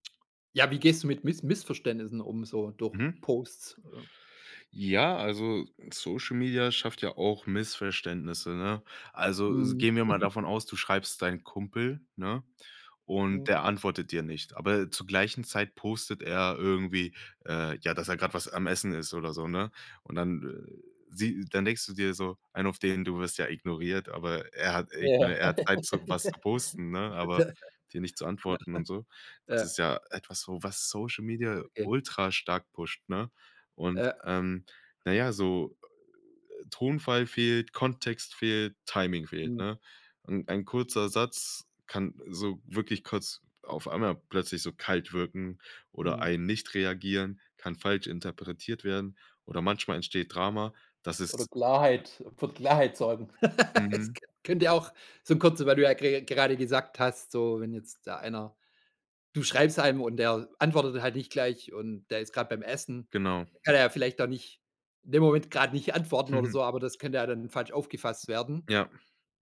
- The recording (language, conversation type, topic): German, podcast, Wie beeinflussen soziale Medien deine Freundschaften?
- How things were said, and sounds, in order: other background noise; chuckle; laughing while speaking: "Ja. Ja. Genau"; laugh; laugh; laughing while speaking: "Es könn"; anticipating: "da kann er ja vielleicht … antworten oder so"; chuckle